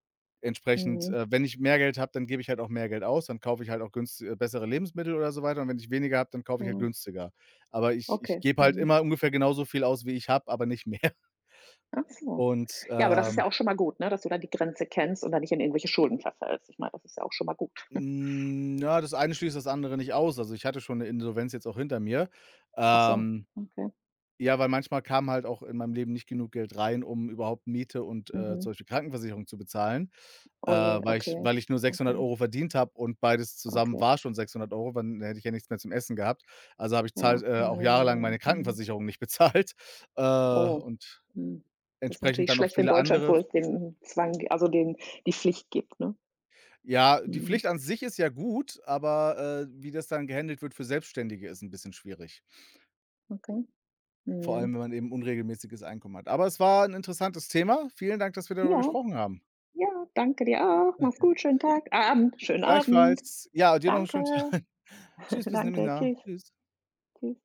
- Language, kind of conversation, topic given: German, unstructured, Wie reagierst du, wenn du Geldverschwendung siehst?
- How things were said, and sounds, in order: other background noise; laughing while speaking: "mehr"; drawn out: "N"; chuckle; laughing while speaking: "bezahlt"; tapping; laughing while speaking: "Tag"; chuckle; unintelligible speech